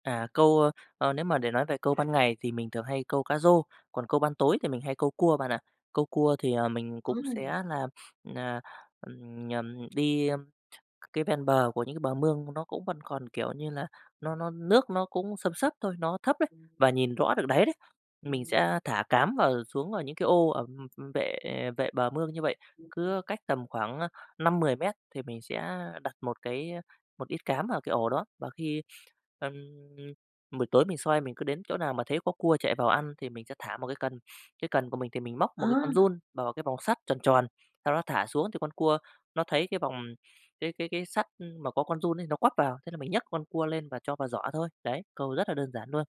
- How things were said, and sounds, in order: other background noise; tapping; alarm
- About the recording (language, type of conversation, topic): Vietnamese, podcast, Kỉ niệm nào gắn liền với một sở thích thời thơ ấu của bạn?